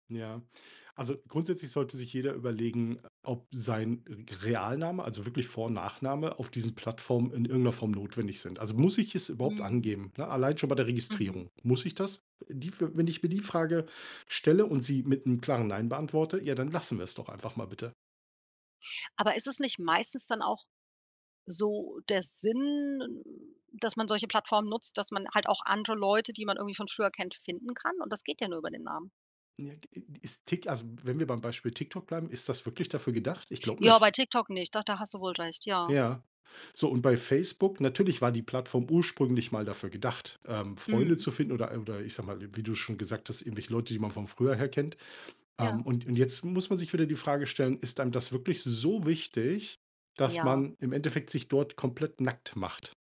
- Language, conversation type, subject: German, podcast, Was ist dir wichtiger: Datenschutz oder Bequemlichkeit?
- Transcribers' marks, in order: drawn out: "Sinn"; stressed: "so"